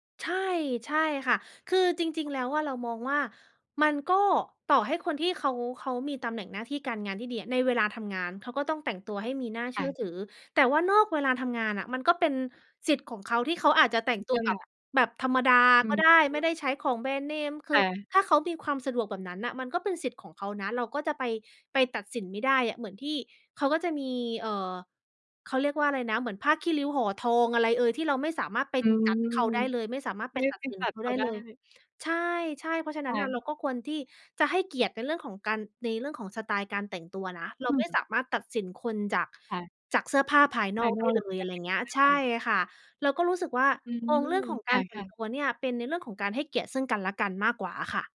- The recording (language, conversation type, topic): Thai, podcast, สไตล์การแต่งตัวของคุณสะท้อนบุคลิกของคุณอย่างไรบ้าง?
- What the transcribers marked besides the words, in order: in English: "judge"